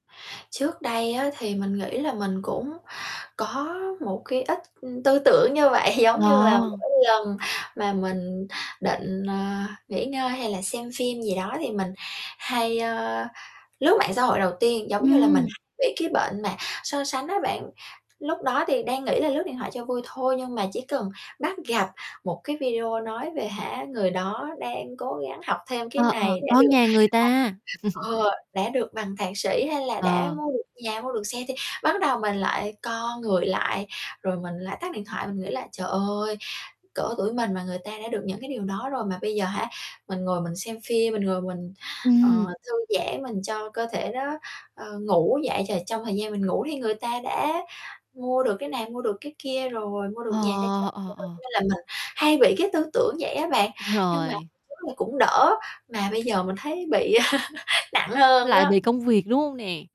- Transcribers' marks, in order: tapping; laughing while speaking: "vậy"; other background noise; distorted speech; unintelligible speech; chuckle; unintelligible speech; laugh
- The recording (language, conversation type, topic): Vietnamese, advice, Vì sao tôi luôn cảm thấy căng thẳng khi cố gắng thư giãn ở nhà?